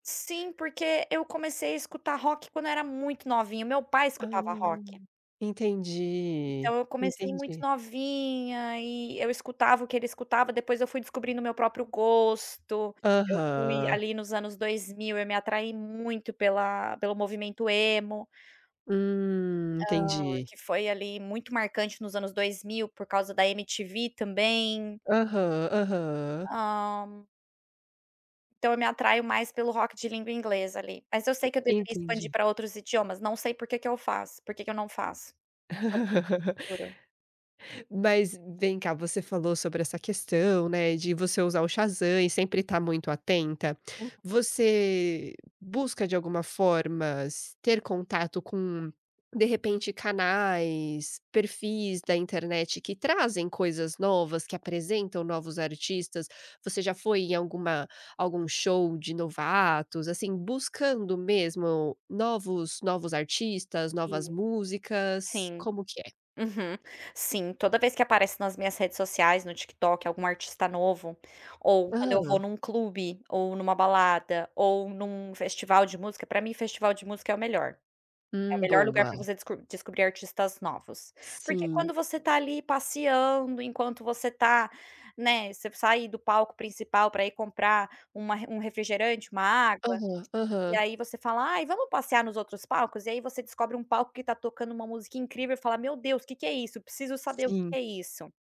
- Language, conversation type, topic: Portuguese, podcast, Como você escolhe novas músicas para ouvir?
- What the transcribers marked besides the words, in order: laugh; unintelligible speech